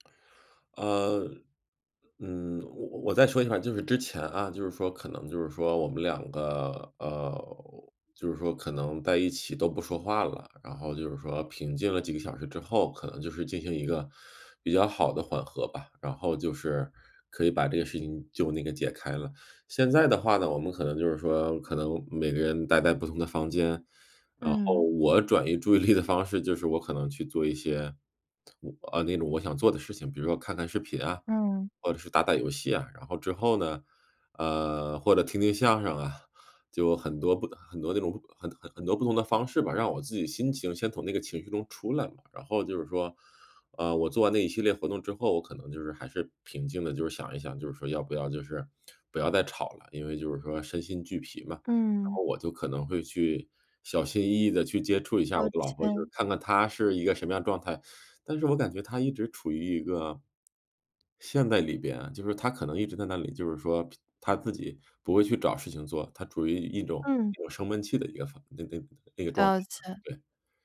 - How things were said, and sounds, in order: laughing while speaking: "意力的方式"
- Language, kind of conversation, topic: Chinese, advice, 在争吵中如何保持冷静并有效沟通？